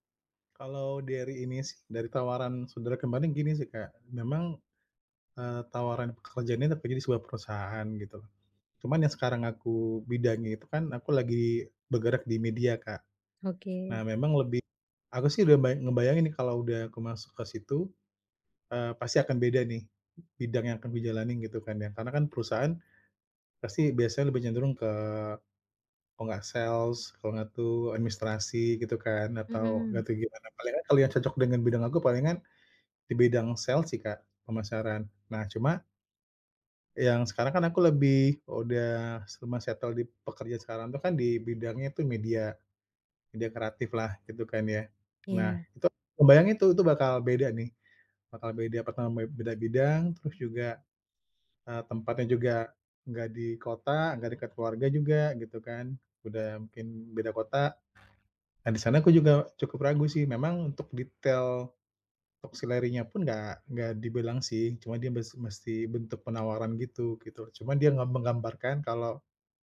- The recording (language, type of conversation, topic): Indonesian, advice, Bagaimana cara memutuskan apakah saya sebaiknya menerima atau menolak tawaran pekerjaan di bidang yang baru bagi saya?
- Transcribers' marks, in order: in English: "sales"; in English: "sales"; in English: "settle"; tapping; other background noise; in English: "top salary-nya"